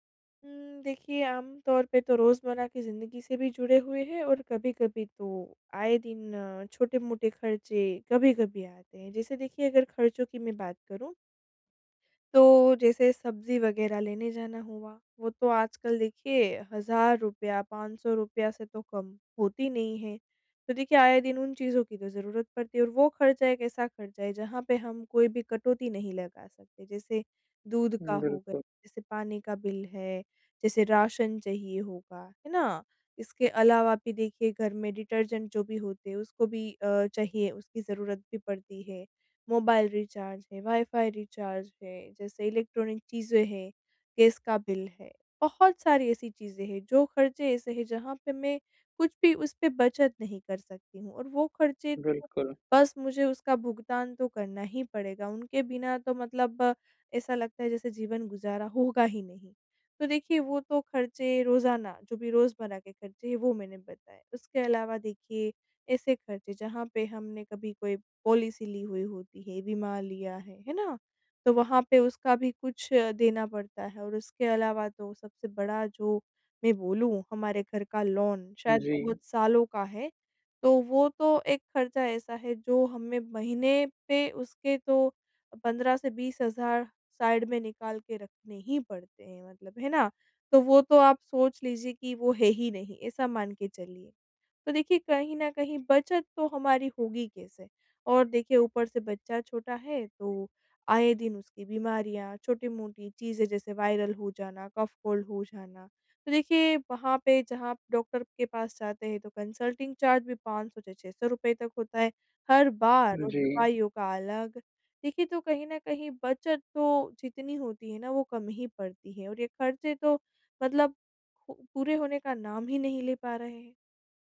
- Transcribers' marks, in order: in English: "डिटर्जेंट"; in English: "इलेक्ट्रॉनिक"; in English: "बिल"; in English: "पॉलिसी"; in English: "लोन"; in English: "साइड"; in English: "वायरल"; in English: "कफ-कोल्ड"; in English: "कंसल्टिंग चार्ज"
- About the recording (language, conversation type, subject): Hindi, advice, कैसे तय करें कि खर्च ज़रूरी है या बचत करना बेहतर है?